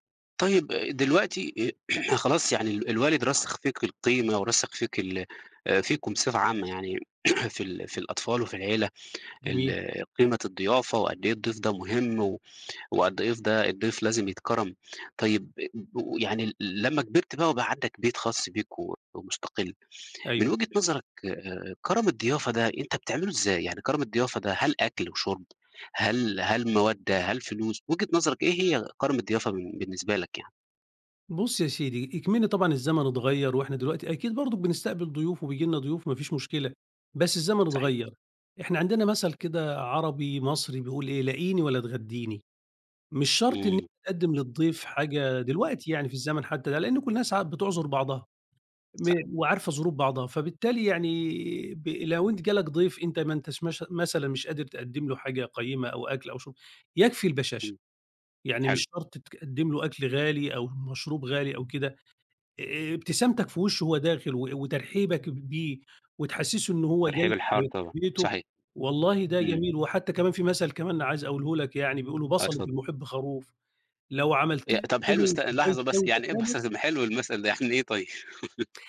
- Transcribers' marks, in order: throat clearing; throat clearing; tapping; laughing while speaking: "بَصَلة المح"; laugh
- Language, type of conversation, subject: Arabic, podcast, إيه معنى الضيافة بالنسبالكوا؟